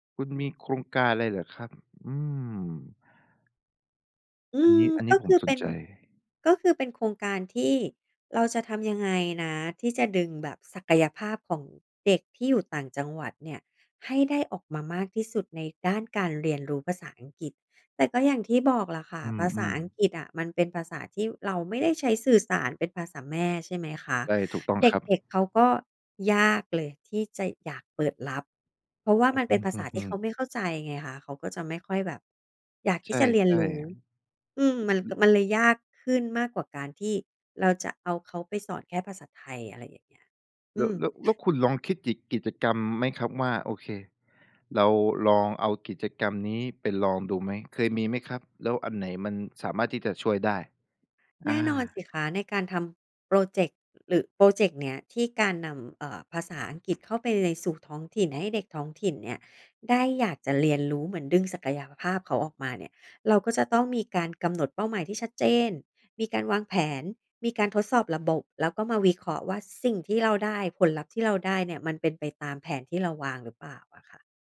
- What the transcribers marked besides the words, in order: other noise; other background noise
- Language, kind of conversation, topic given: Thai, podcast, คุณอยากให้เด็ก ๆ สนุกกับการเรียนได้อย่างไรบ้าง?